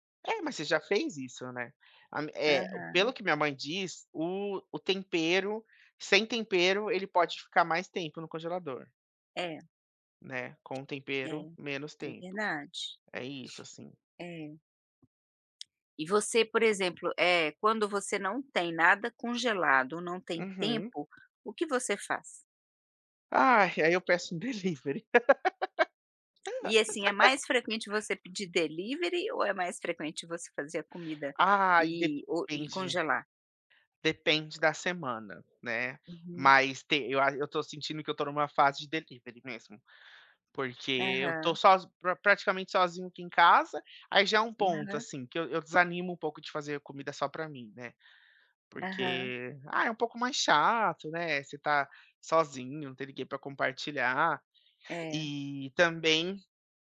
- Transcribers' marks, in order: other background noise; tapping; laugh
- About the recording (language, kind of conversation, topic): Portuguese, podcast, Como você escolhe o que vai cozinhar durante a semana?